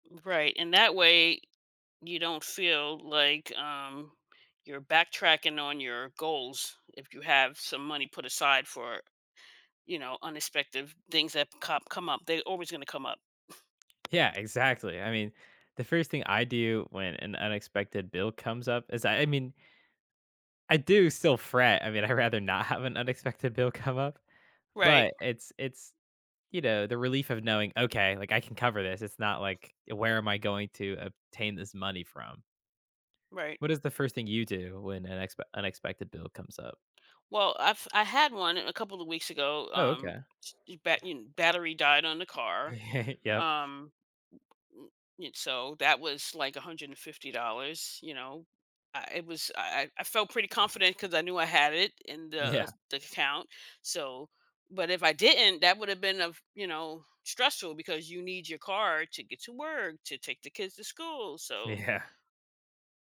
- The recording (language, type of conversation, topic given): English, unstructured, What strategies help you manage surprise expenses in your budget?
- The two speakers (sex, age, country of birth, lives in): female, 50-54, United States, United States; male, 18-19, United States, United States
- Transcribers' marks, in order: tapping; other background noise; laughing while speaking: "I'd rather not"; chuckle; laughing while speaking: "Yeah"